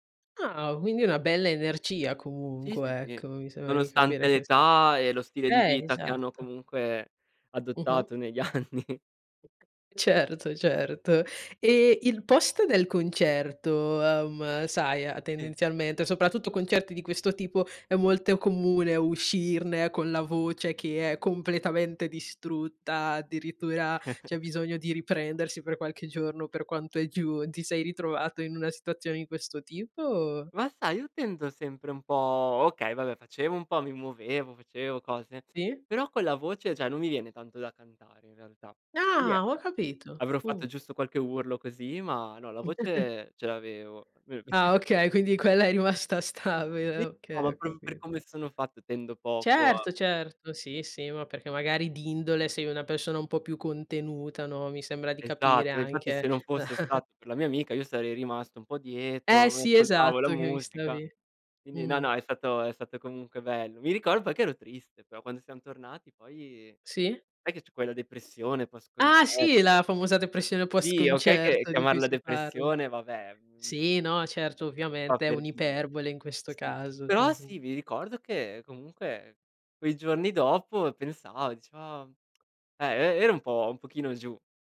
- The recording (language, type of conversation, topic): Italian, podcast, Raccontami del primo concerto che hai visto dal vivo?
- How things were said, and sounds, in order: laughing while speaking: "anni"; other background noise; laughing while speaking: "Certo"; giggle; giggle; unintelligible speech; chuckle; laughing while speaking: "quella è rimasta stabile"; unintelligible speech; chuckle